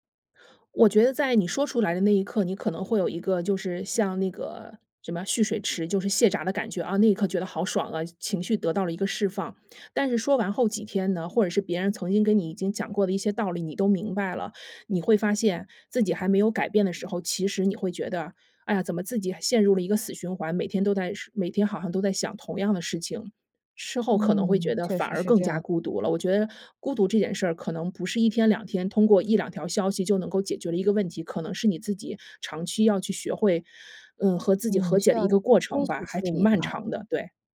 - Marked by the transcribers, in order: unintelligible speech
- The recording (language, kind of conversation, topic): Chinese, podcast, 你觉得社交媒体让人更孤独还是更亲近？